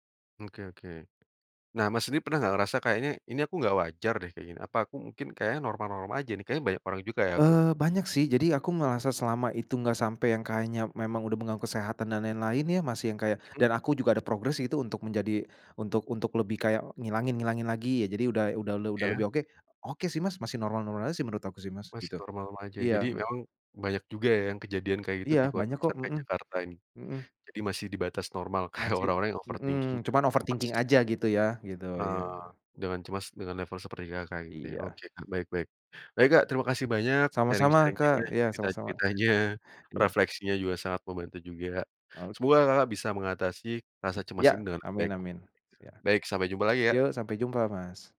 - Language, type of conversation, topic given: Indonesian, podcast, Bagaimana cara kamu menghadapi rasa cemas dalam kehidupan sehari-hari?
- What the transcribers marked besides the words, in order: tapping; laughing while speaking: "kayak"; in English: "overthinking"; in English: "overthinking"; unintelligible speech; in English: "level"; in English: "sharing-sharing-nya"; other background noise